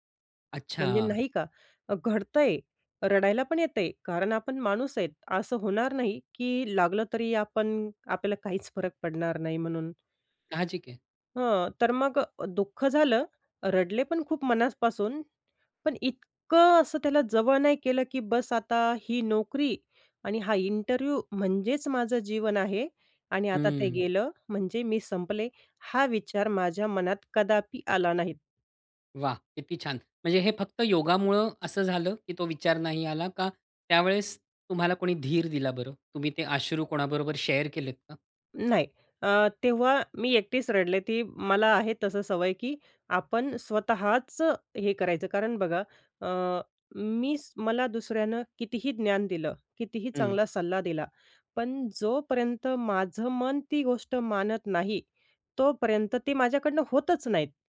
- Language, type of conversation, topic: Marathi, podcast, जोखीम घेतल्यानंतर अपयश आल्यावर तुम्ही ते कसे स्वीकारता आणि त्यातून काय शिकता?
- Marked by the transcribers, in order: tapping; stressed: "इतकं"; in English: "इंटरव्ह्यू"; other background noise; in English: "शेअर"; "नाही" said as "नाहीत"